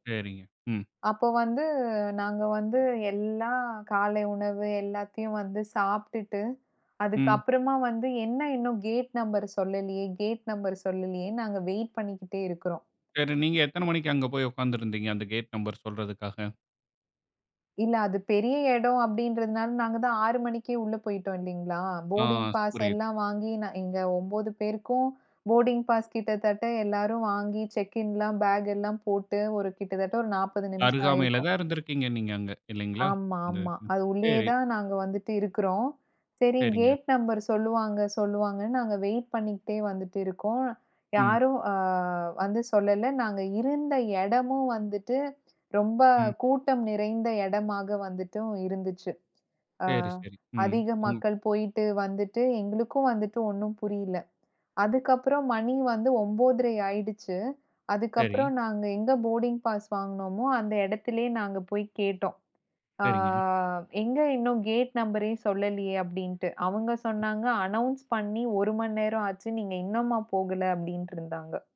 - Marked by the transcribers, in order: other noise; drawn out: "வந்து"; in English: "கேட் நம்பர்"; in English: "கேட் நம்பர்"; in English: "வெயிட்"; in English: "கேட் நம்பர்"; in English: "போடிங் பாஸ்"; in English: "போடிங் பாஸ்"; in English: "செக்கின்லாம்"; in English: "கேட் நம்பர்"; other background noise; in English: "போடிங் பாஸ்"; drawn out: "அ"; in English: "கேட்"; in English: "ஆனோன்ஸ்"
- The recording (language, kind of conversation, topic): Tamil, podcast, விமானத்தை தவறவிட்ட அனுபவமா உண்டு?